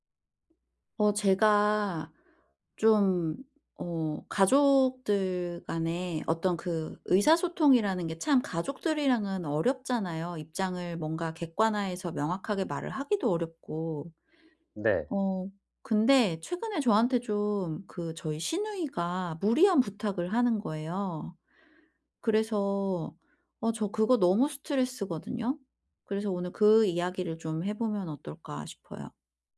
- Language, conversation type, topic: Korean, advice, 이사할 때 가족 간 갈등을 어떻게 줄일 수 있을까요?
- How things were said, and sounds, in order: none